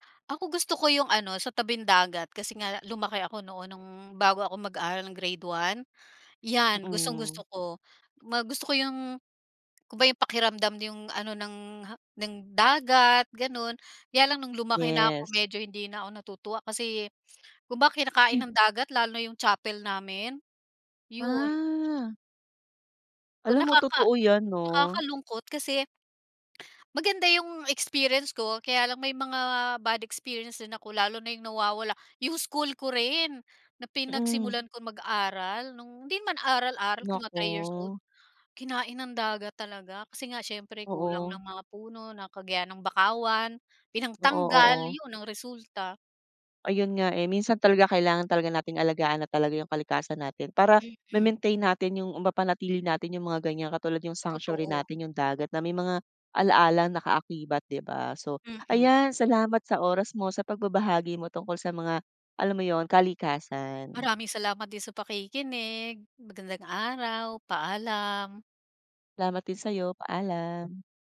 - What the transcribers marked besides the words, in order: none
- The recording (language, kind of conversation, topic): Filipino, podcast, Ano ang pinakamahalagang aral na natutunan mo mula sa kalikasan?